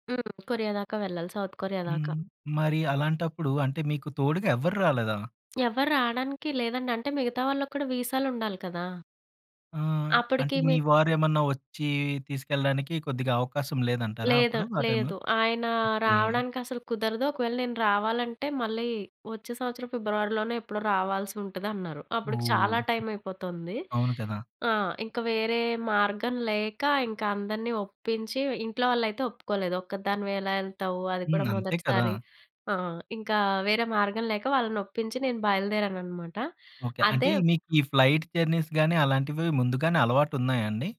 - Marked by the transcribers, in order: in English: "సౌత్ కొరియా"; tapping; other background noise; in English: "ఫ్లయిట్ జర్నీస్‌గాని"
- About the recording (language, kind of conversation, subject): Telugu, podcast, నువ్వు ఒంటరిగా చేసిన మొదటి ప్రయాణం గురించి చెప్పగలవా?